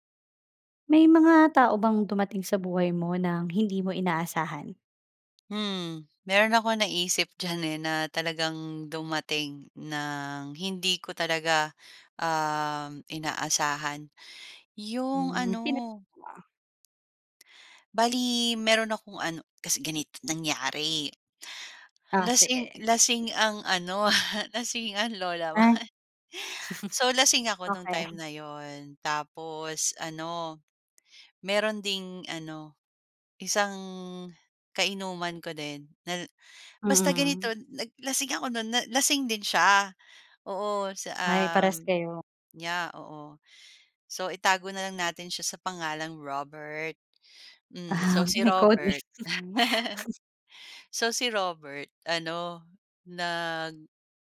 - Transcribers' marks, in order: tapping; laugh; chuckle; laugh; chuckle; laughing while speaking: "Ah, may code, eh"; chuckle; laugh
- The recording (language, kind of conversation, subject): Filipino, podcast, May tao bang biglang dumating sa buhay mo nang hindi mo inaasahan?
- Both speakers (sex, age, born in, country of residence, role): female, 35-39, Philippines, Philippines, guest; female, 35-39, Philippines, Philippines, host